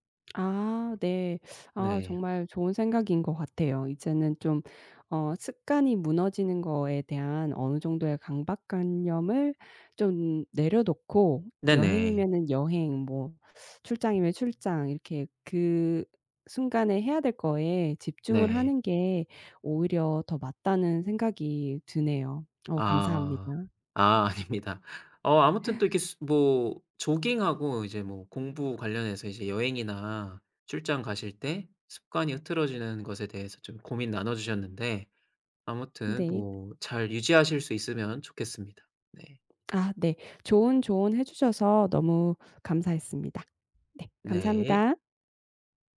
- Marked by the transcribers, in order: laughing while speaking: "아닙니다"; laugh
- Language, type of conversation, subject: Korean, advice, 여행이나 출장 중에 습관이 무너지는 문제를 어떻게 해결할 수 있을까요?